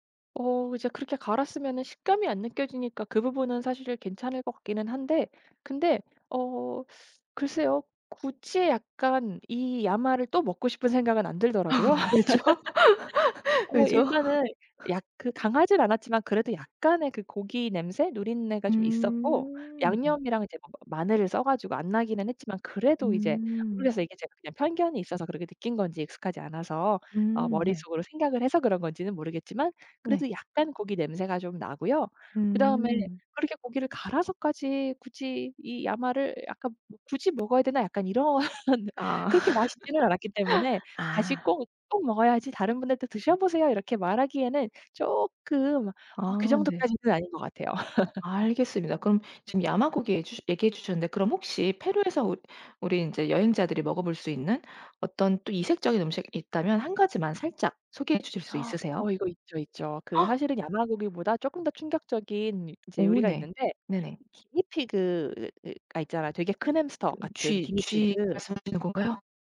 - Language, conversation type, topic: Korean, podcast, 여행지에서 먹어본 인상적인 음식은 무엇인가요?
- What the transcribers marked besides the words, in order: laugh; laughing while speaking: "왜죠? 왜죠?"; tapping; laughing while speaking: "이런"; laugh; laugh; gasp; other background noise